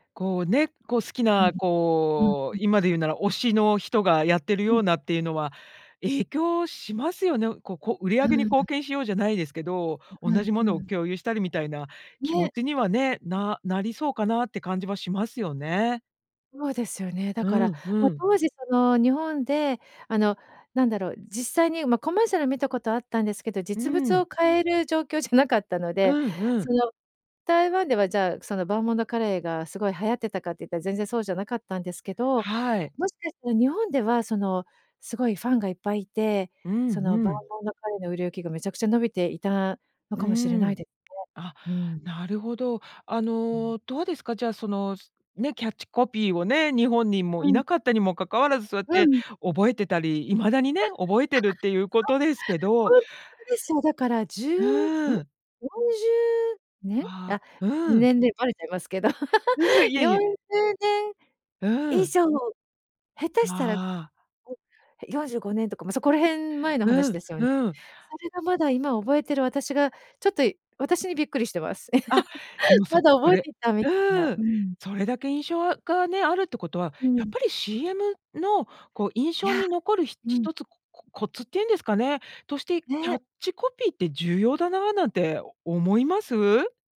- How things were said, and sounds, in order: other noise; "バーモントカレー" said as "バーモンドカレー"; "バーモントカレー" said as "バーモンドカレー"; tapping; laugh; laugh; unintelligible speech; laugh
- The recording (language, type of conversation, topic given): Japanese, podcast, 懐かしいCMの中で、いちばん印象に残っているのはどれですか？